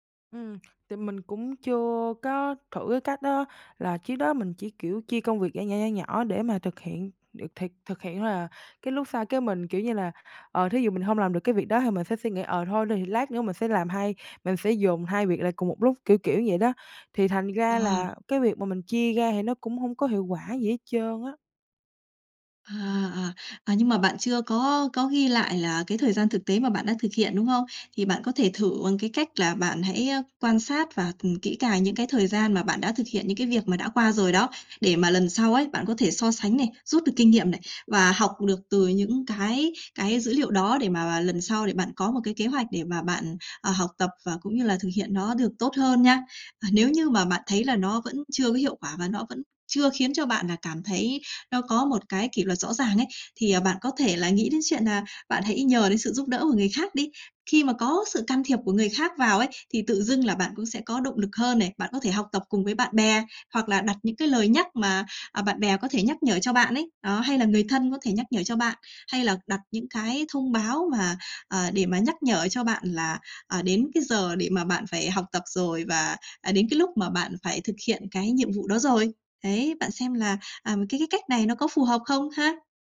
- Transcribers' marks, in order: tapping
- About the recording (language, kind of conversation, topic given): Vietnamese, advice, Làm thế nào để ước lượng thời gian làm nhiệm vụ chính xác hơn và tránh bị trễ?
- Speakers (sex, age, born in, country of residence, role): female, 18-19, Vietnam, Vietnam, user; female, 30-34, Vietnam, Vietnam, advisor